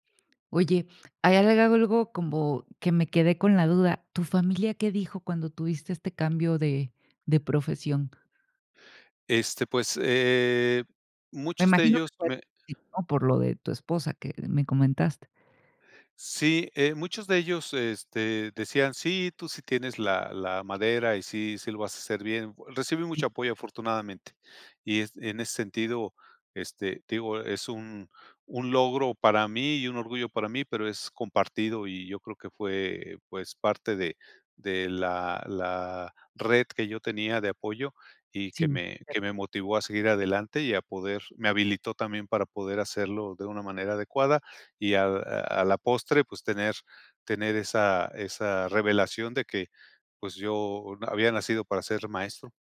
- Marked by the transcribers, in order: unintelligible speech; unintelligible speech; other background noise
- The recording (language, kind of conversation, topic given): Spanish, podcast, ¿Cuál ha sido una decisión que cambió tu vida?